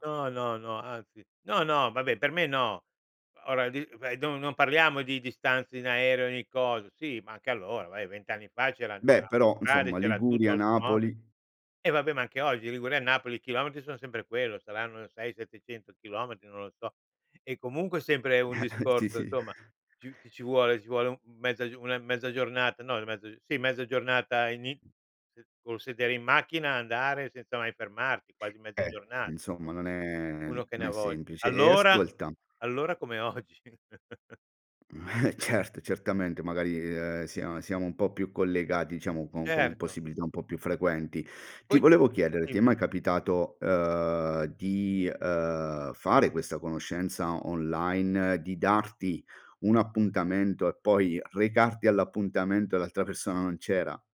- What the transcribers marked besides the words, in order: other background noise; chuckle; tapping; "insomma" said as "nsom"; stressed: "allora"; laughing while speaking: "oggi"; chuckle; laughing while speaking: "eh, certo"; "diciamo" said as "ciamo"
- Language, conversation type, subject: Italian, podcast, Hai mai trasformato un’amicizia online in una reale?